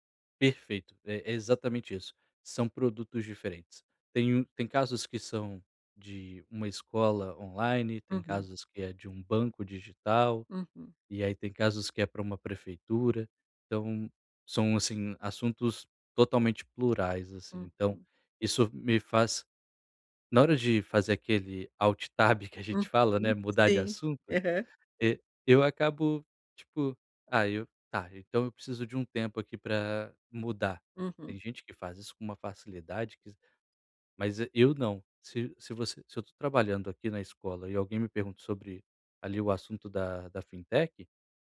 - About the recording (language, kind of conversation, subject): Portuguese, advice, Como posso alternar entre tarefas sem perder o foco?
- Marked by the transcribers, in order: none